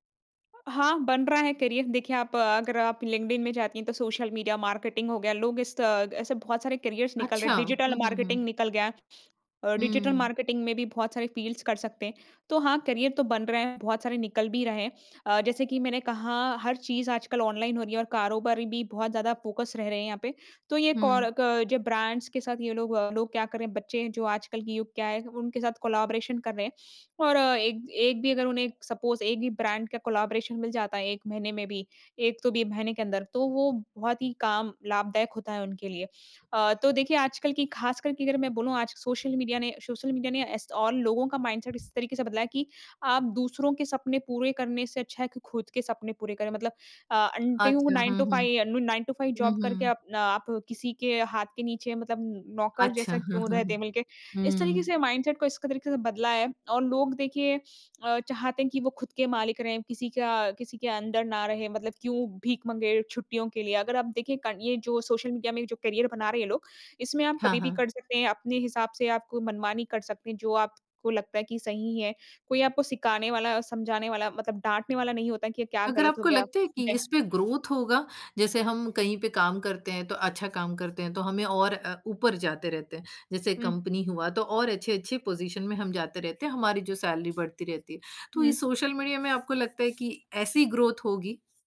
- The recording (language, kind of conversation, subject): Hindi, podcast, क्या सोशल मीडिया ने सफलता की हमारी धारणा बदल दी है?
- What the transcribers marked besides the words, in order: in English: "करियर"; in English: "करियर्स"; in English: "फ़ील्ड्स"; in English: "करियर"; in English: "फ़ोकस"; in English: "ब्रांड्स"; in English: "कोलैबोरेशन"; in English: "सपोज"; in English: "ब्रांड"; in English: "कोलैबोरेशन"; in English: "माइंडसेट"; in English: "नाइन टू फाइव"; in English: "नाइन टू फाइव जॉब"; in English: "माइंडसेट"; in English: "अंडर"; in English: "करियर"; in English: "ग्रोथ"; in English: "पोज़ीशन"; in English: "सैलरी"; other background noise; in English: "ग्रोथ"